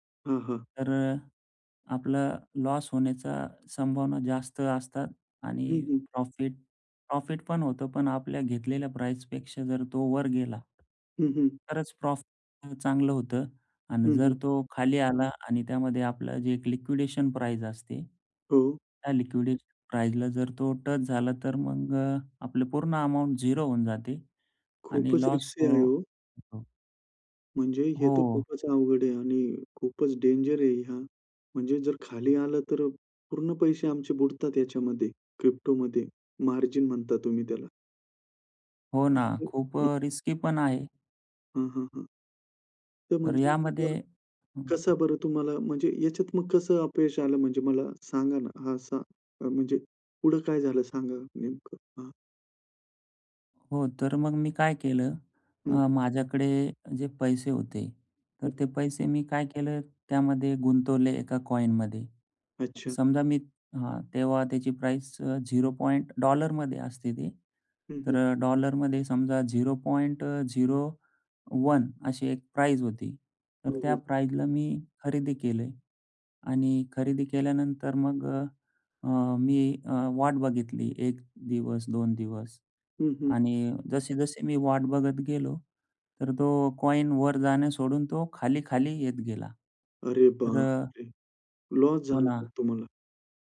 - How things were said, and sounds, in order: in English: "प्रॉफिट प्रॉफिट"; in English: "प्राईस"; other noise; in English: "प्रॉफिट"; in English: "प्राईस"; in English: "प्राईसला"; in English: "झीरो"; in English: "रिक्सी"; "रिस्की" said as "रिक्सी"; unintelligible speech; in English: "रिस्की"; unintelligible speech; surprised: "अरे बाप रे!"
- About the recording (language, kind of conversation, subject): Marathi, podcast, कामात अपयश आलं तर तुम्ही काय शिकता?